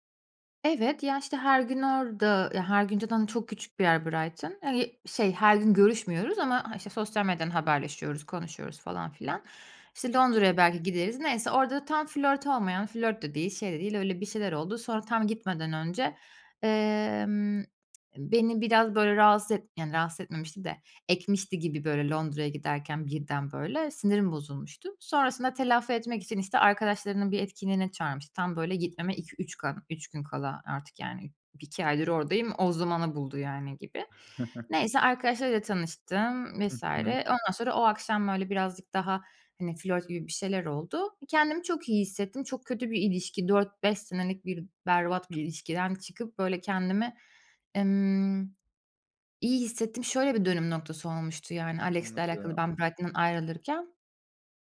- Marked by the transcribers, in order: chuckle
- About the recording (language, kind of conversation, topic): Turkish, podcast, Hayatınızı tesadüfen değiştiren biriyle hiç karşılaştınız mı?